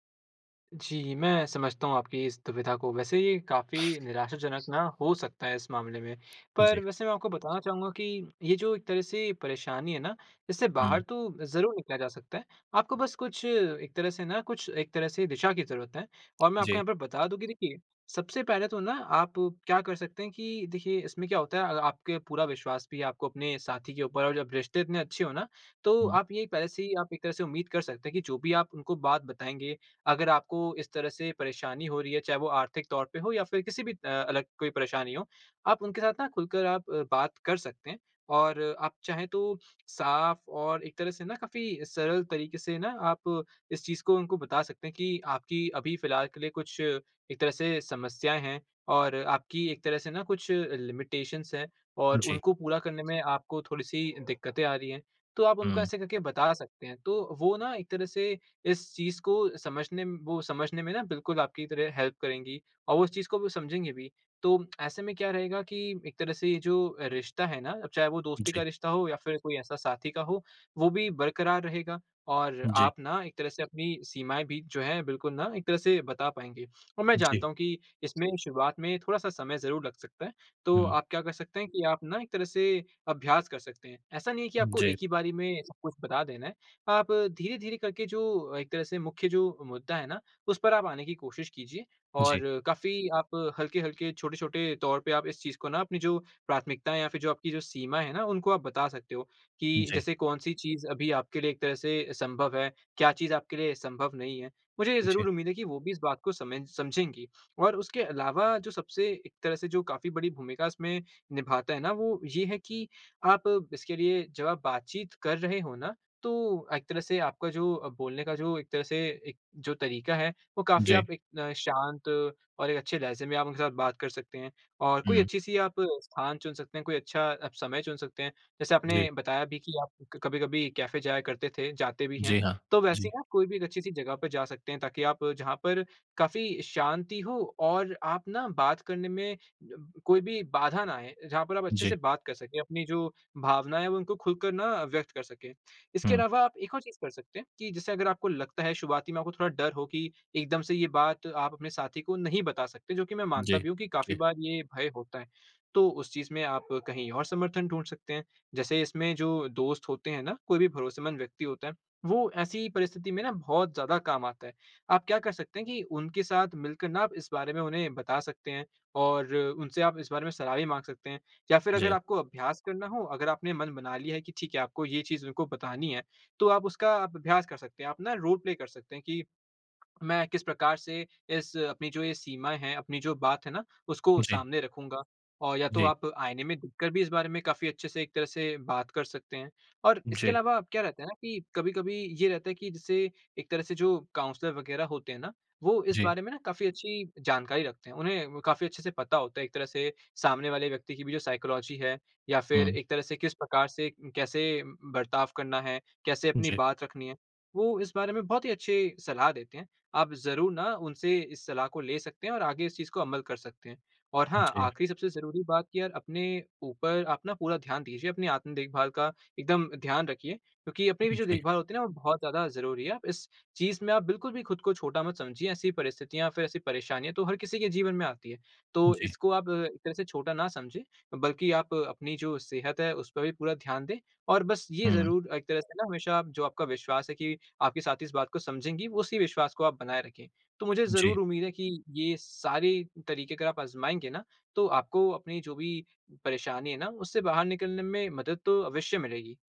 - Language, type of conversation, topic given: Hindi, advice, आप कब दोस्तों या अपने साथी के सामने अपनी सीमाएँ नहीं बता पाते हैं?
- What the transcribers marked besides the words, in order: sniff; tapping; in English: "लिमिटेशंस"; dog barking; in English: "हेल्प"; in English: "रोल प्ले"; in English: "काउंसलर"; in English: "साइकोलॉजी"